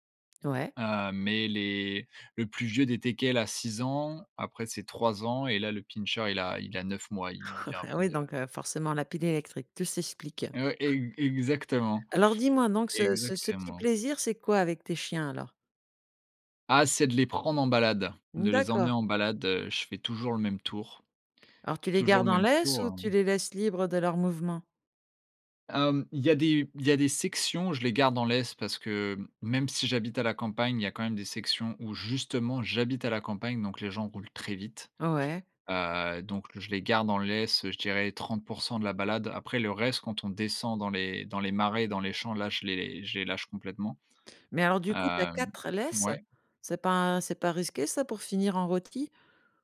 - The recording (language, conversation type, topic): French, podcast, Quel petit plaisir quotidien te met toujours de bonne humeur ?
- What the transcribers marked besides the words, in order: chuckle; stressed: "justement"